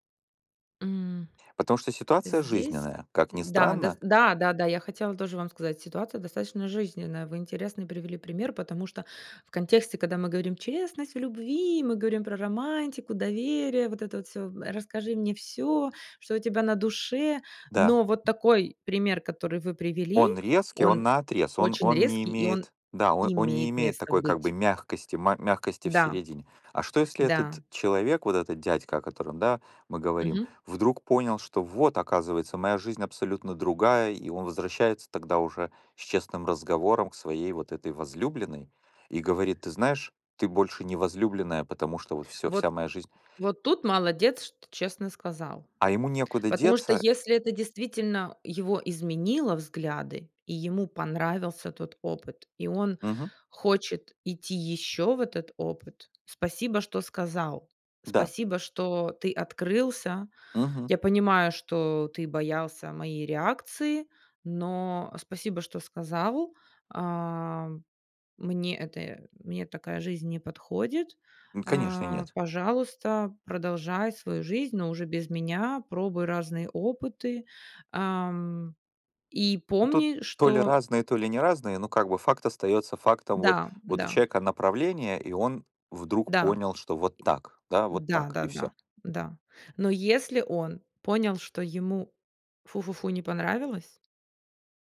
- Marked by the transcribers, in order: tapping; other noise
- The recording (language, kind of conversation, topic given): Russian, unstructured, Как вы считаете, насколько важна честность в любви?